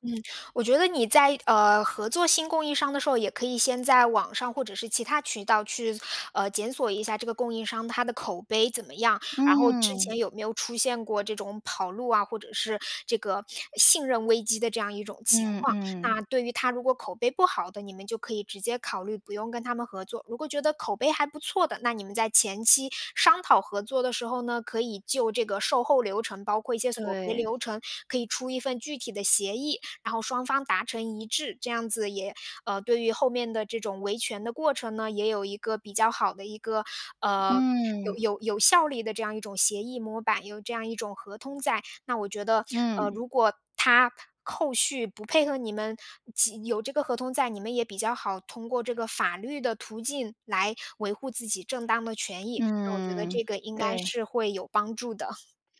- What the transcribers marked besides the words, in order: other background noise
- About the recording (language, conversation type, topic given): Chinese, advice, 客户投诉后我该如何应对并降低公司声誉受损的风险？